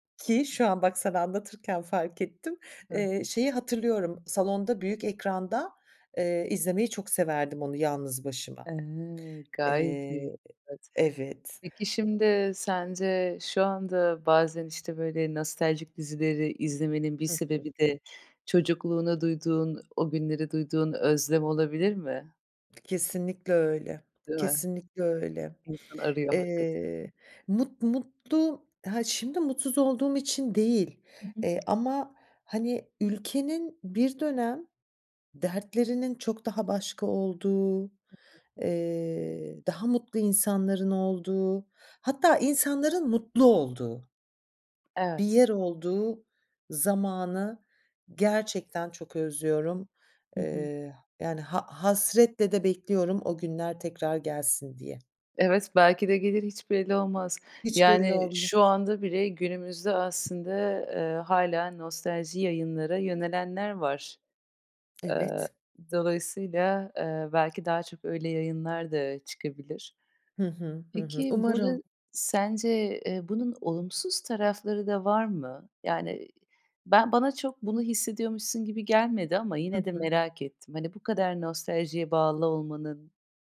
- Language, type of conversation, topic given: Turkish, podcast, Nostalji neden bu kadar insanı cezbediyor, ne diyorsun?
- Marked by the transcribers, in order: other noise; other background noise; tapping